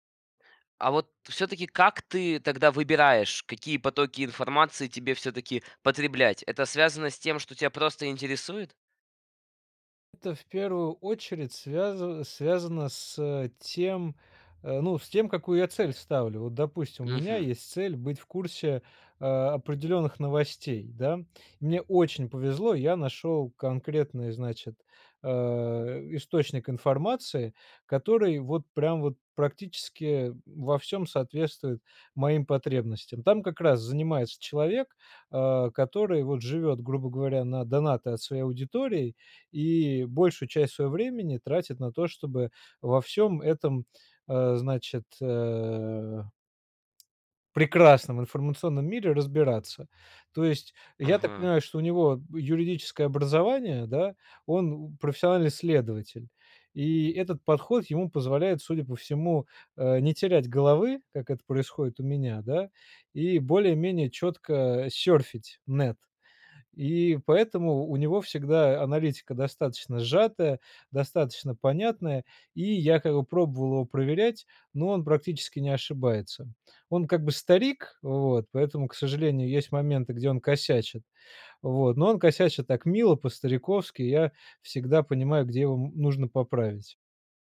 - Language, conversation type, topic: Russian, podcast, Какие приёмы помогают не тонуть в потоке информации?
- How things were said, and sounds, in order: tapping